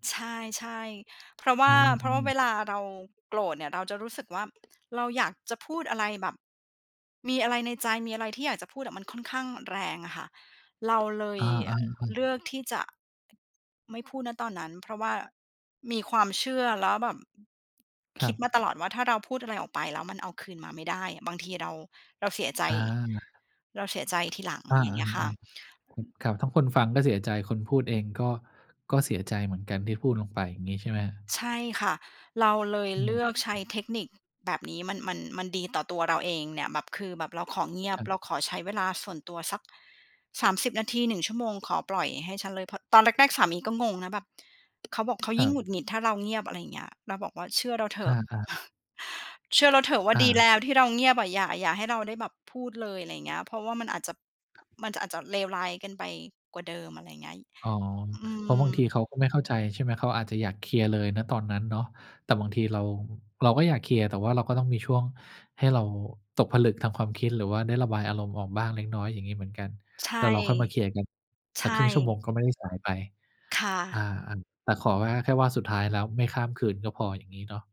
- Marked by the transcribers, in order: other background noise; chuckle
- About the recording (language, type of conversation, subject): Thai, podcast, คุณกับคนในบ้านมักแสดงความรักกันแบบไหน?